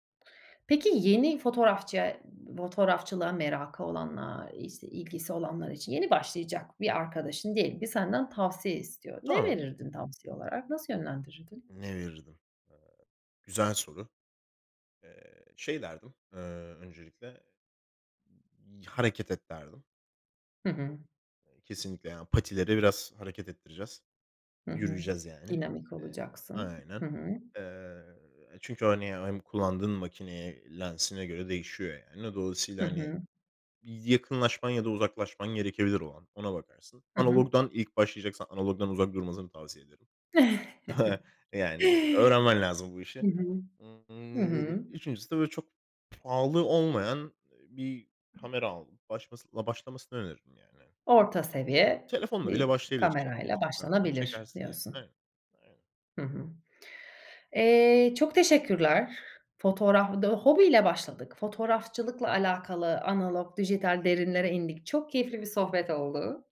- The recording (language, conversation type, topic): Turkish, podcast, Bir hobiye nasıl başladın, hikâyesini anlatır mısın?
- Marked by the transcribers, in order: chuckle; other background noise; chuckle; "başlamasın" said as "başmalasın"